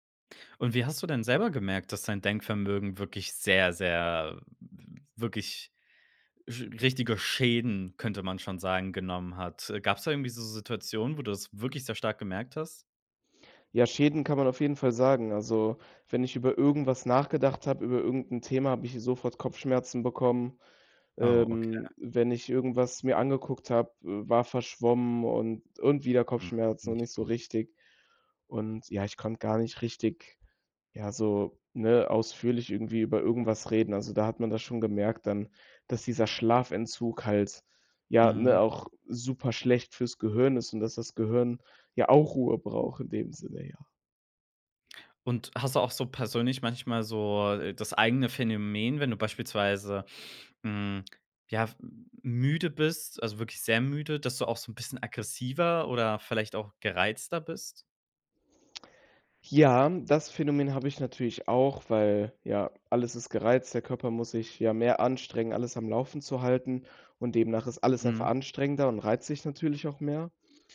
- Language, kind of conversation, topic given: German, podcast, Welche Rolle spielt Schlaf für dein Wohlbefinden?
- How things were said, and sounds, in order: other background noise